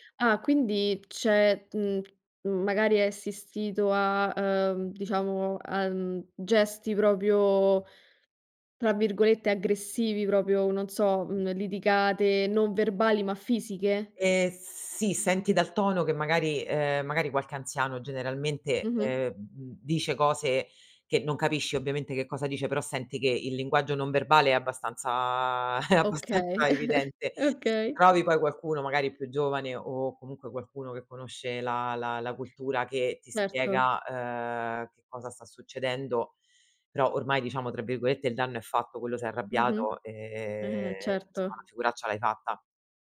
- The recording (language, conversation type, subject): Italian, podcast, Dove ti sei sentito più immerso nella cultura di un luogo?
- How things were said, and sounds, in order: chuckle; laughing while speaking: "è"; tapping; chuckle; laughing while speaking: "okay"; other background noise; drawn out: "ehm"